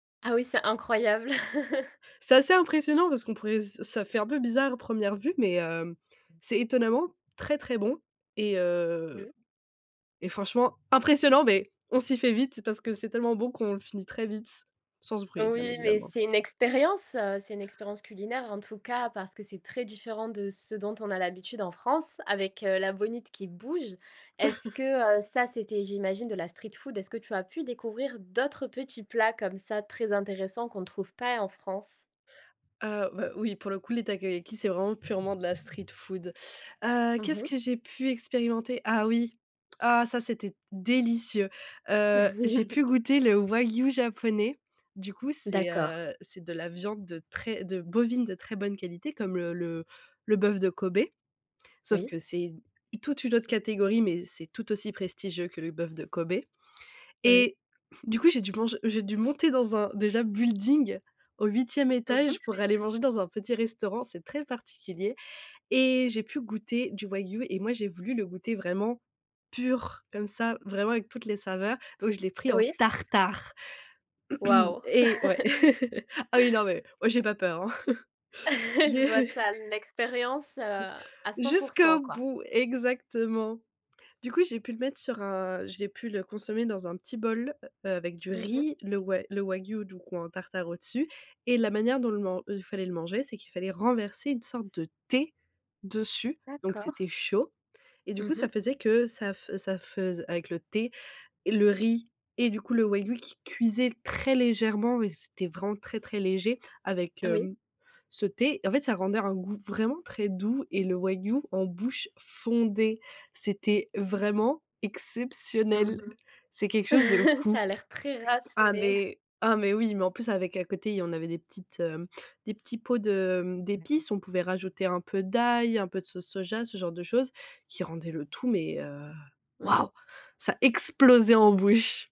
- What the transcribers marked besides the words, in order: chuckle; unintelligible speech; other background noise; stressed: "impressionnant"; chuckle; tapping; tsk; stressed: "délicieux"; chuckle; stressed: "pur"; chuckle; stressed: "tartare"; throat clearing; chuckle; chuckle; chuckle; unintelligible speech
- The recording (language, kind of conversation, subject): French, podcast, Quel voyage culinaire t’a le plus marqué ?
- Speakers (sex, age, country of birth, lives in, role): female, 20-24, France, France, guest; female, 25-29, France, France, host